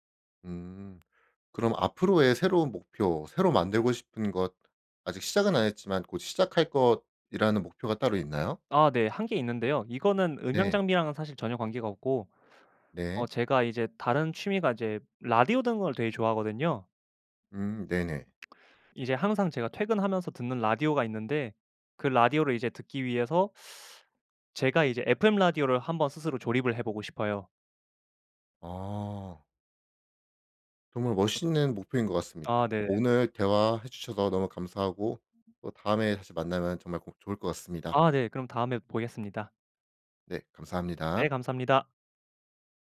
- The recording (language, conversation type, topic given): Korean, podcast, 취미를 오래 유지하는 비결이 있다면 뭐예요?
- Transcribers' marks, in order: other background noise; tapping; teeth sucking